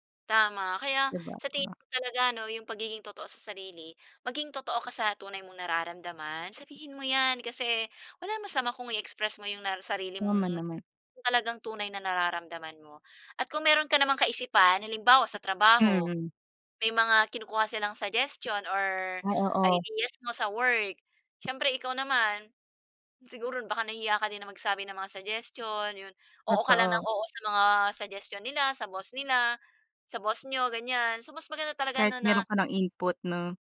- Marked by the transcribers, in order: tapping
- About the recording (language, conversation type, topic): Filipino, unstructured, Ano ang ibig sabihin sa iyo ng pagiging totoo sa sarili mo?